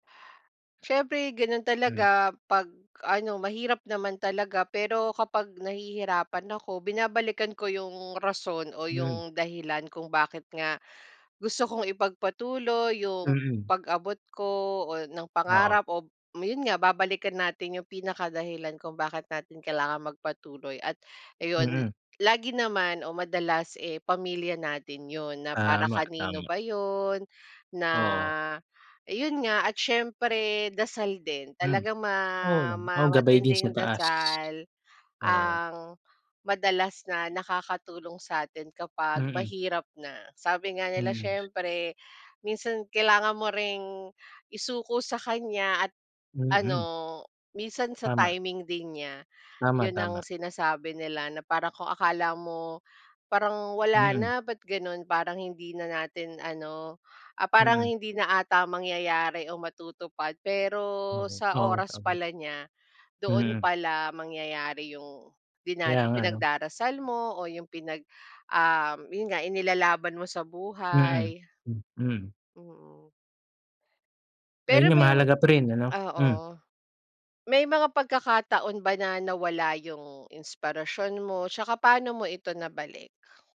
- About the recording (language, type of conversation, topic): Filipino, unstructured, Ano ang nagbibigay sa’yo ng inspirasyon para magpatuloy?
- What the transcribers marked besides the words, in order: tapping; other noise; other background noise